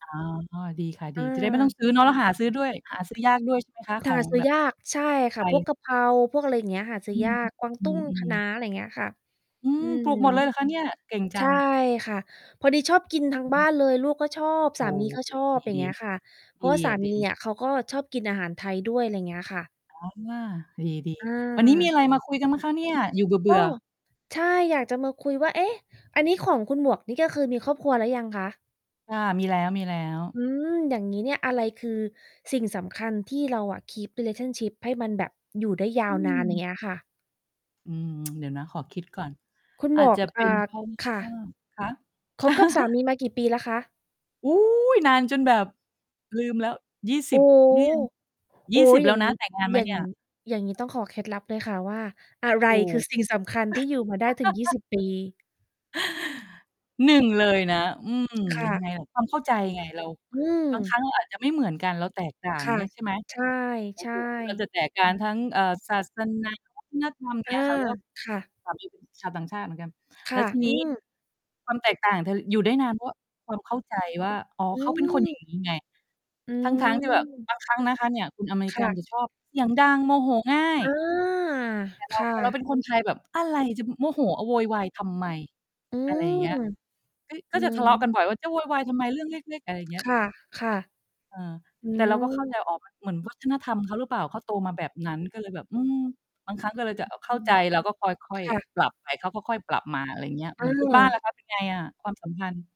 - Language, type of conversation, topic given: Thai, unstructured, อะไรคือสิ่งที่สำคัญที่สุดในความสัมพันธ์ระยะยาว?
- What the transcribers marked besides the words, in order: distorted speech; tapping; mechanical hum; in English: "keep relationship"; tsk; chuckle; stressed: "อุ๊ย"; laugh; other background noise